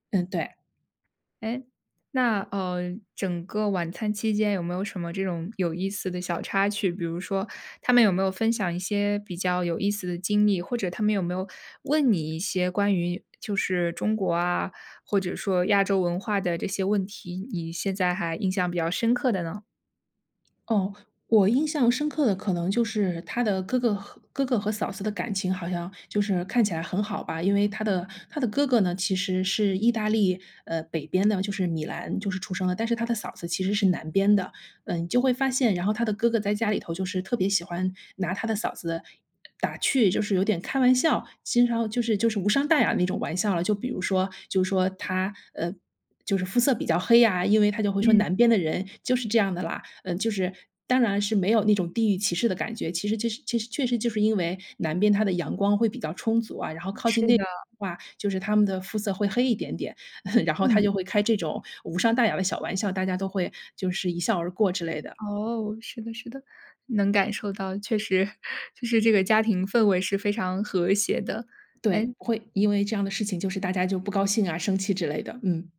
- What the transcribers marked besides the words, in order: other noise; other background noise; put-on voice: "就是这样的啦"; chuckle; chuckle
- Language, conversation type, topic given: Chinese, podcast, 你能讲讲一次与当地家庭共进晚餐的经历吗？